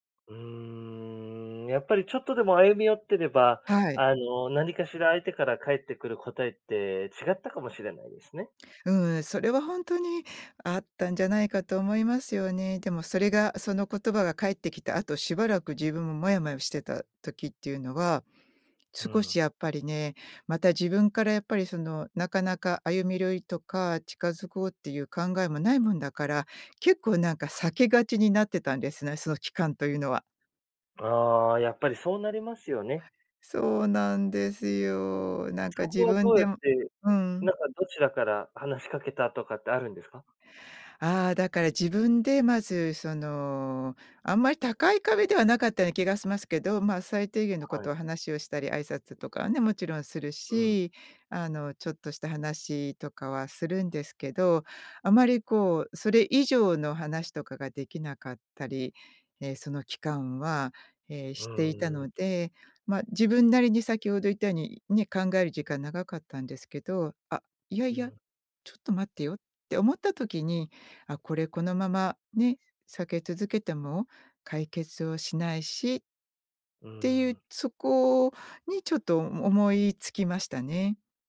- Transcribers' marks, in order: none
- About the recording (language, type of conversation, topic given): Japanese, podcast, 相手の立場を理解するために、普段どんなことをしていますか？